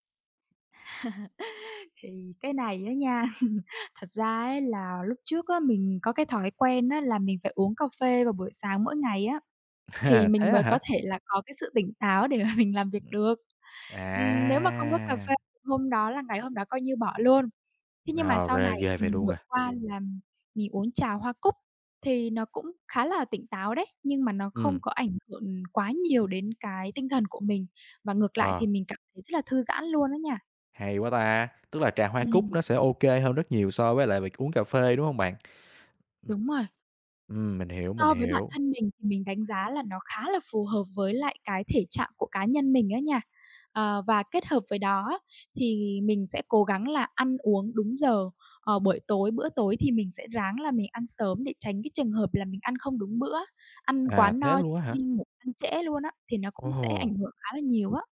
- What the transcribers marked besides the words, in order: chuckle; laughing while speaking: "À"; laughing while speaking: "để mà mình"; tapping; drawn out: "À!"; other background noise
- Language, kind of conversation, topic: Vietnamese, podcast, Bạn xây dựng thói quen buổi tối như thế nào để ngủ ngon?